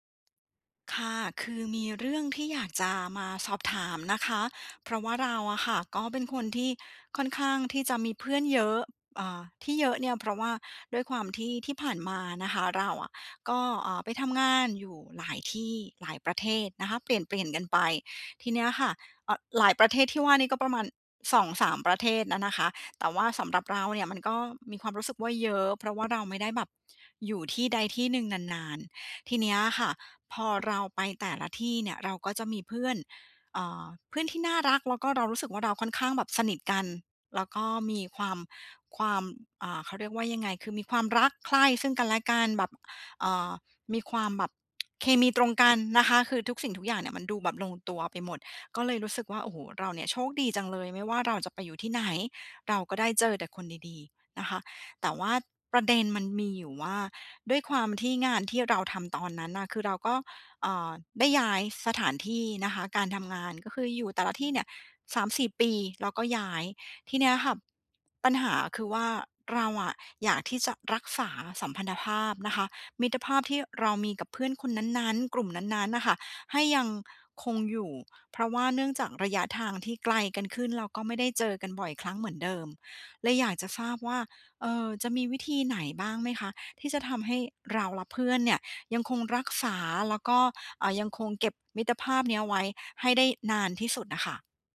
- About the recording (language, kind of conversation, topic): Thai, advice, ทำอย่างไรให้รักษาและสร้างมิตรภาพให้ยืนยาวและแน่นแฟ้นขึ้น?
- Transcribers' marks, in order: tapping; other background noise; tsk